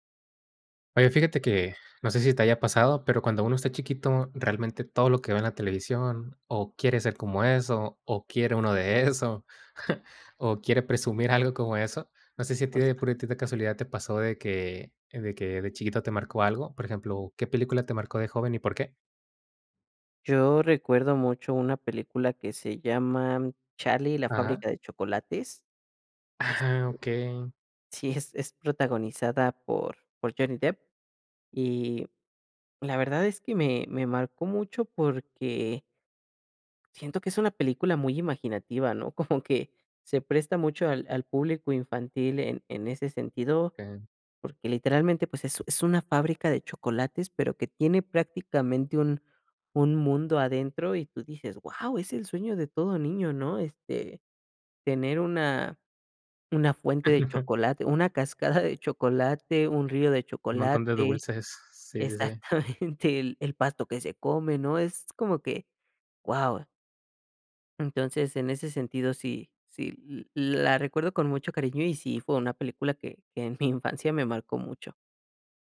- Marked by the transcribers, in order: chuckle; other background noise; other noise; chuckle; laugh; laughing while speaking: "exactamente"; chuckle
- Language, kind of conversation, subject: Spanish, podcast, ¿Qué película te marcó de joven y por qué?